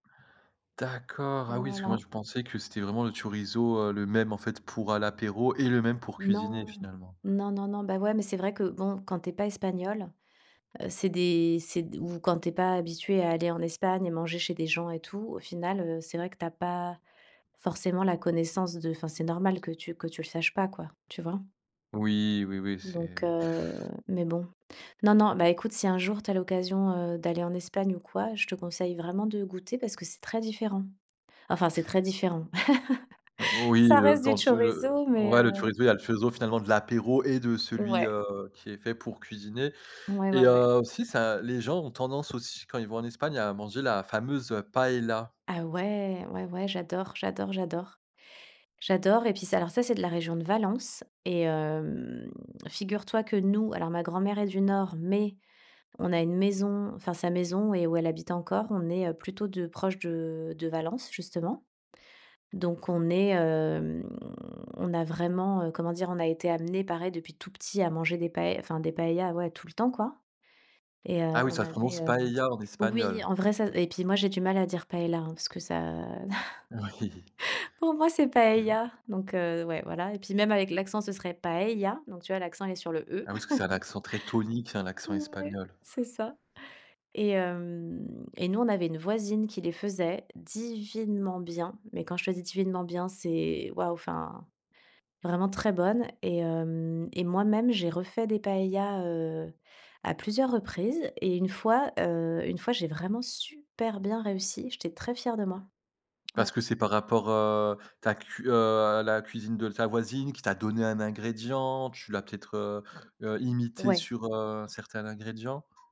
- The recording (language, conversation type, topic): French, podcast, Qu’est-ce qui, dans ta cuisine, te ramène à tes origines ?
- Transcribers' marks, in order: laugh; drawn out: "hem"; drawn out: "hem"; chuckle; laughing while speaking: "Oui"; put-on voice: "paëlla"; chuckle; drawn out: "hem"; stressed: "divinement"; stressed: "super"; other background noise